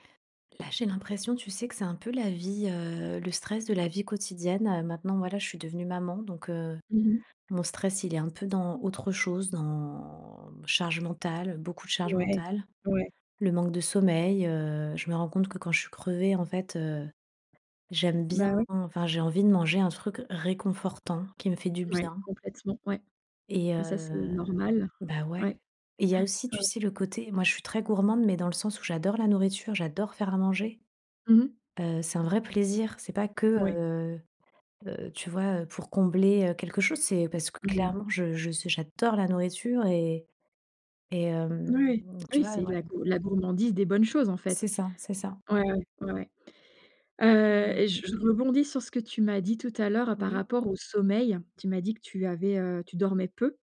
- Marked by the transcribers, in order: drawn out: "Dans"; stressed: "réconfortant"; drawn out: "heu"; other background noise; stressed: "j'adore"
- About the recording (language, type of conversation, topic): French, advice, Comment la faim émotionnelle se manifeste-t-elle chez vous en période de stress ?